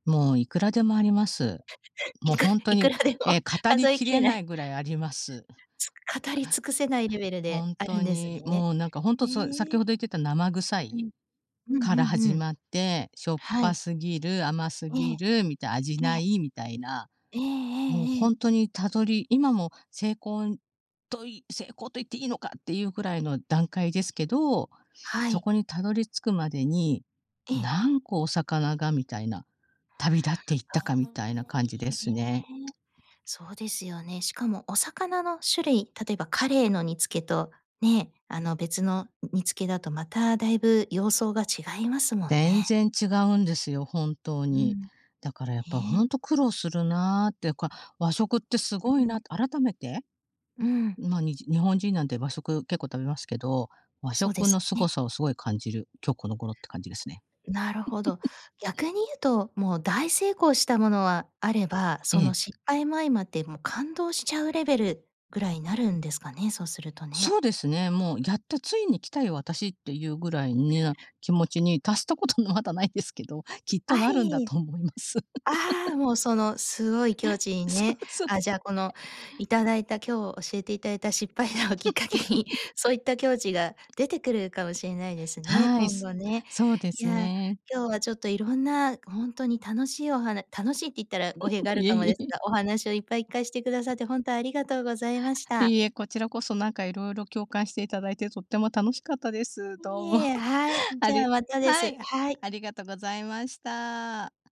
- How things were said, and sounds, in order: laugh; laughing while speaking: "いく いくらでも"; chuckle; tapping; chuckle; laughing while speaking: "ことまだないですけど"; laughing while speaking: "思います。 そう そう"; laugh; laughing while speaking: "失敗談をきっかけに"; laugh; laugh; laughing while speaking: "いえ いえ いえ"; other background noise; laughing while speaking: "どうも"
- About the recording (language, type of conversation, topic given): Japanese, podcast, 料理で失敗したことはありますか？